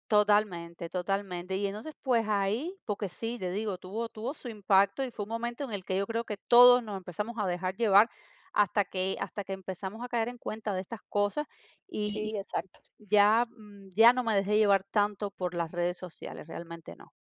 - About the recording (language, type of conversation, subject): Spanish, podcast, ¿Te dejas llevar por las redes sociales?
- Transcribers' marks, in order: other noise; tapping